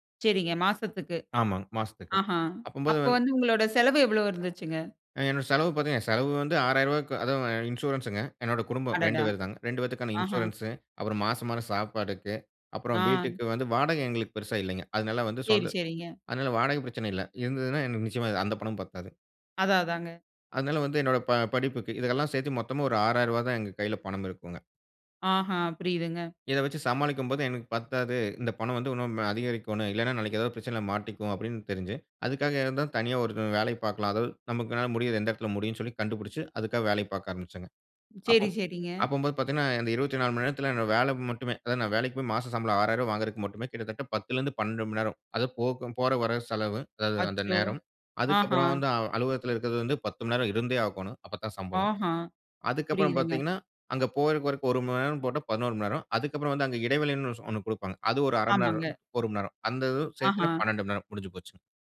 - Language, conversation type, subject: Tamil, podcast, பணி நேரமும் தனிப்பட்ட நேரமும் பாதிக்காமல், எப்போதும் அணுகக்கூடியவராக இருக்க வேண்டிய எதிர்பார்ப்பை எப்படி சமநிலைப்படுத்தலாம்?
- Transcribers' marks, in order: in English: "இன்சூரன்ஸ்ங்க"; in English: "இன்சூரன்ஸ்"